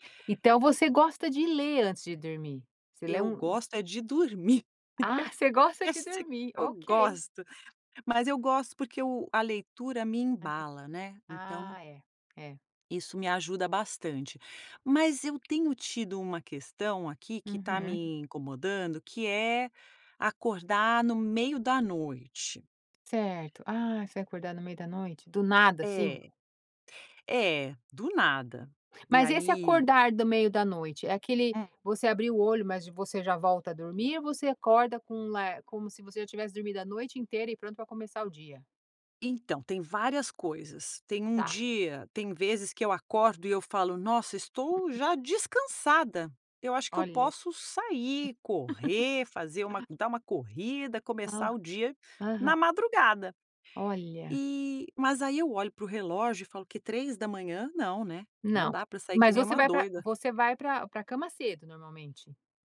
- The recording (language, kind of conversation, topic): Portuguese, podcast, O que você costuma fazer quando não consegue dormir?
- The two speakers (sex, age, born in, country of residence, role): female, 50-54, Brazil, United States, guest; female, 50-54, United States, United States, host
- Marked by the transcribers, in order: laugh; unintelligible speech; other background noise; laugh